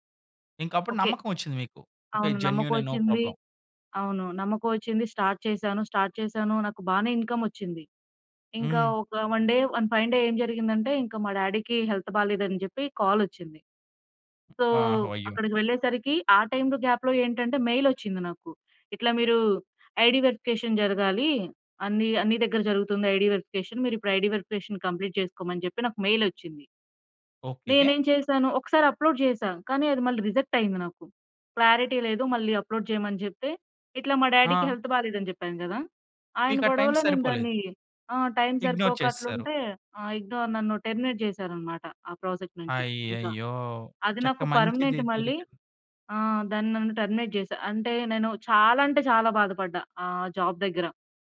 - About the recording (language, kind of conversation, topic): Telugu, podcast, సరైన సమయంలో జరిగిన పరీక్ష లేదా ఇంటర్వ్యూ ఫలితం ఎలా మారింది?
- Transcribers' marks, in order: in English: "నో ప్రాబ్లమ్"; in English: "స్టార్ట్"; in English: "స్టార్ట్"; in English: "ఇన్‌కమ్"; in English: "వన్ డే, వన్ ఫైన్ డే"; in English: "డాడీ‌కి హెల్త్"; in English: "కాల్"; in English: "సో"; in English: "గ్యాప్‌లో"; in English: "మెయిల్"; in English: "ఐడీ వెరిఫికేషన్"; in English: "ఐడీ వెరిఫికేషన్"; in English: "ఐడీ వెరిఫికేషన్ కంప్లీట్"; in English: "అప్లోడ్"; in English: "రిజెక్ట్"; in English: "క్లారిటీ"; in English: "అప్లోడ్"; in English: "డాడీ‌కి హెల్త్"; in English: "ఇగ్నోర్"; in English: "ఇగ్నోర్"; in English: "టెర్మినేట్"; in English: "పర్మనెంట్"; in English: "టెర్మినేట్"; in English: "జాబ్"